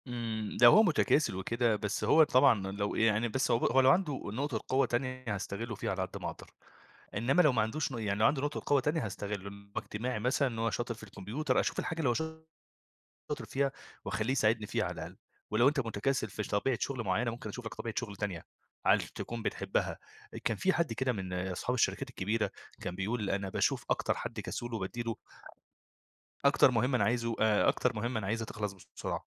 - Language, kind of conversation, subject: Arabic, podcast, إيه الطريقة اللي بتستخدمها عشان تبني روح الفريق؟
- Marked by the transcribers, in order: other background noise